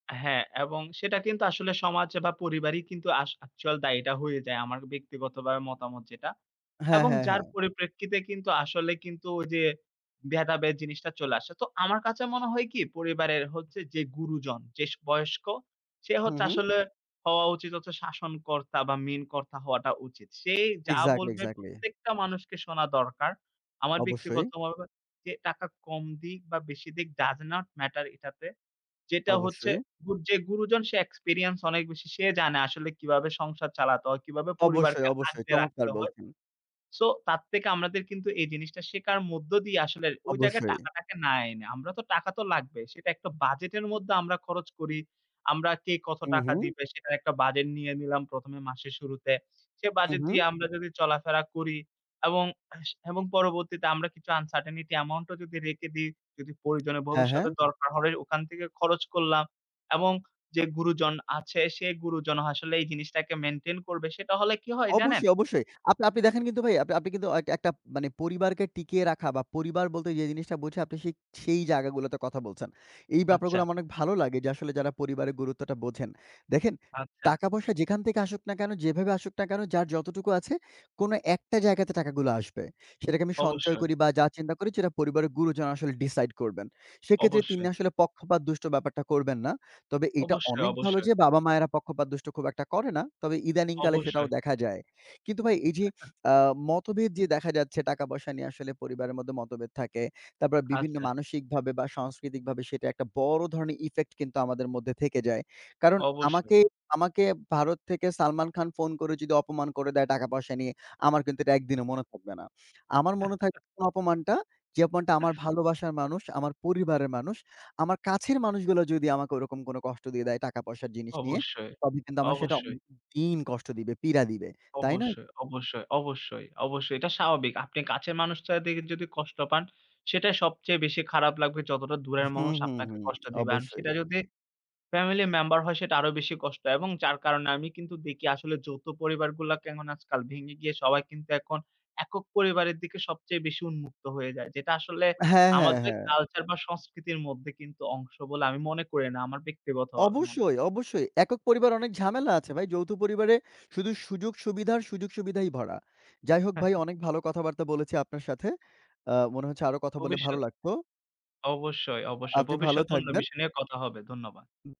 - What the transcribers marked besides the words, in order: other background noise; "ভেদাভেদ" said as "বেদাবেদ"; in English: "ডাজ নট ম্যাটার"; "শেখার" said as "শেকার"; in English: "uncertainty"; unintelligible speech; chuckle; unintelligible speech; "দেখি" said as "দেকি"; chuckle
- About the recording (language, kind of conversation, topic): Bengali, unstructured, পরিবারের মধ্যে টাকা নিয়ে মতভেদ কেন হয়?
- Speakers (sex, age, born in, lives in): male, 25-29, Bangladesh, Bangladesh; male, 25-29, Bangladesh, Finland